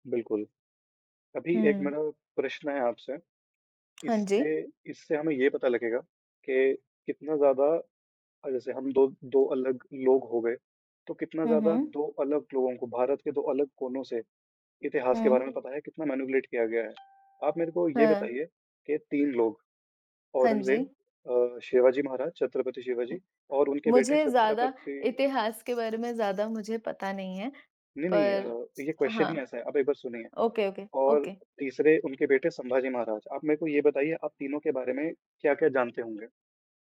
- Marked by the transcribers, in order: in English: "मैनिपुलटे"; alarm; other background noise; in English: "क्वेशन"; in English: "ओके, ओके, ओके"
- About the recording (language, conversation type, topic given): Hindi, unstructured, क्या इतिहास में कुछ घटनाएँ जानबूझकर छिपाई जाती हैं?